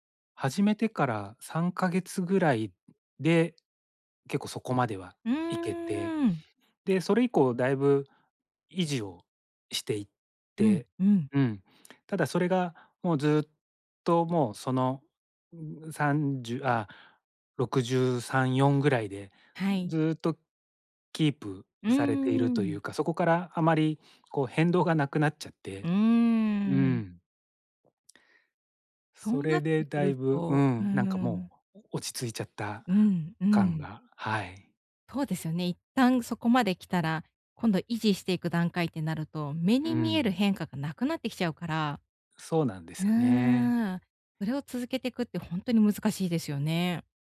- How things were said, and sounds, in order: none
- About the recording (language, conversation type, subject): Japanese, advice, モチベーションを取り戻して、また続けるにはどうすればいいですか？